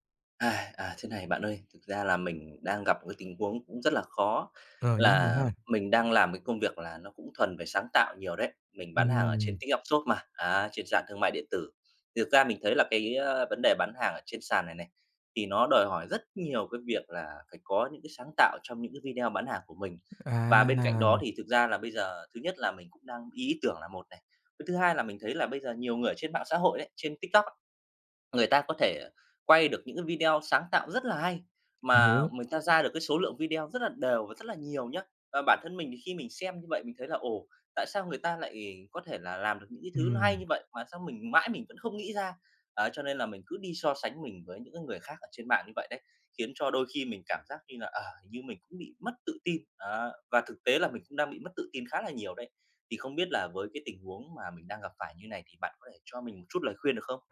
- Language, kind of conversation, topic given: Vietnamese, advice, Làm thế nào để ngừng so sánh bản thân với người khác để không mất tự tin khi sáng tạo?
- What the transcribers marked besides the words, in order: tapping